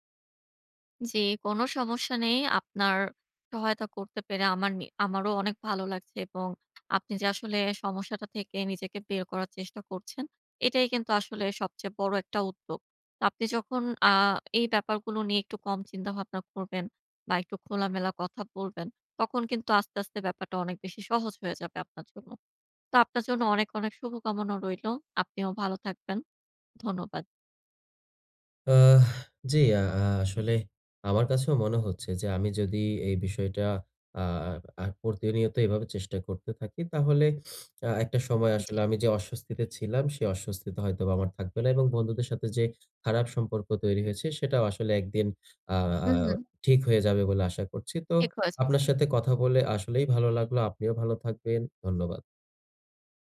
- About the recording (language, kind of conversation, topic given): Bengali, advice, অর্থ নিয়ে কথোপকথন শুরু করতে আমার অস্বস্তি কাটাব কীভাবে?
- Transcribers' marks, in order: horn